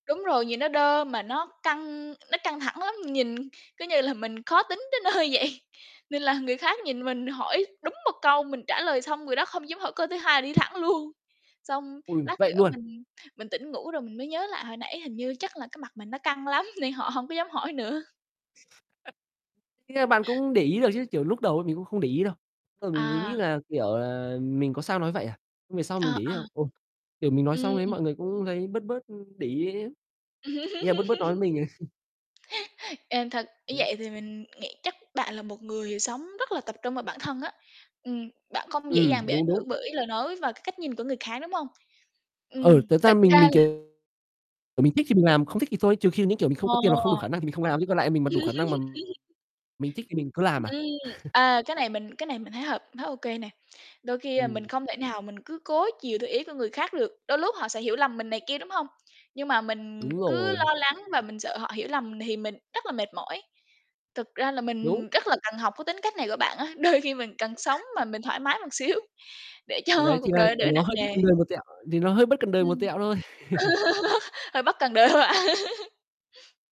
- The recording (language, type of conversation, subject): Vietnamese, unstructured, Bạn cảm thấy thế nào khi người khác không hiểu cách bạn thể hiện bản thân?
- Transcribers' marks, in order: tapping; laughing while speaking: "mình"; laughing while speaking: "nơi vậy"; other background noise; "luôn" said as "nuôn"; laughing while speaking: "lắm nên họ hông có dám hỏi nữa"; distorted speech; laugh; laughing while speaking: "rồi"; other noise; laugh; laugh; laughing while speaking: "đôi khi"; laughing while speaking: "xíu"; laughing while speaking: "cho"; laugh; laughing while speaking: "luôn hả?"; laugh